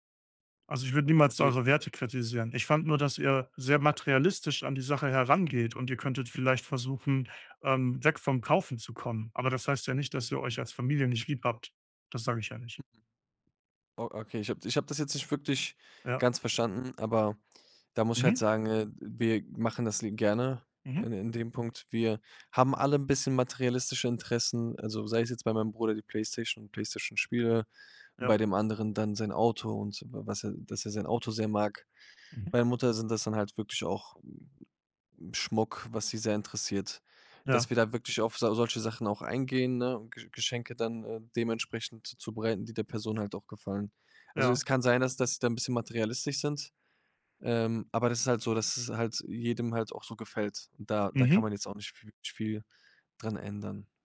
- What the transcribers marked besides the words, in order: other background noise
- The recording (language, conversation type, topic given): German, advice, Wie kann ich gute Geschenkideen für Freunde oder Familie finden?